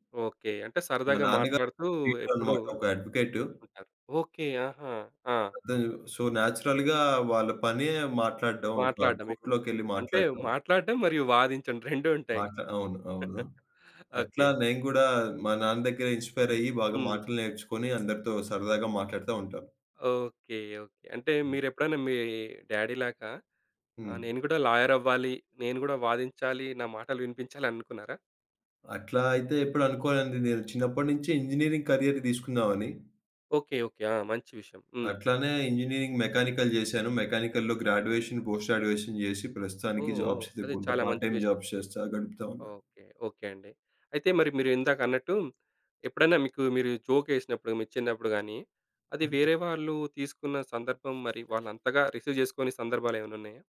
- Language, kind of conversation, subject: Telugu, podcast, సరదాగా చెప్పిన హాస్యం ఎందుకు తప్పుగా అర్థమై ఎవరికైనా అవమానంగా అనిపించేస్తుంది?
- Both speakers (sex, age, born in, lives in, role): male, 30-34, India, India, guest; male, 35-39, India, India, host
- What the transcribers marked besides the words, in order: in English: "ప్లీడర్"; in English: "సో నేచురల్‌గా"; in English: "కోర్ట్‌లో‌కెళ్లి"; laugh; in English: "ఇన్‌స్పైర్"; in English: "డ్యాడీ"; in English: "లాయర్"; in English: "గ్రాడ్యుయేషన్, పోస్ట్ గ్రాడ్యుయేషన్"; in English: "జాబ్స్"; in English: "పార్ట్ టైమ్ జాబ్స్"; in English: "రిసీవ్"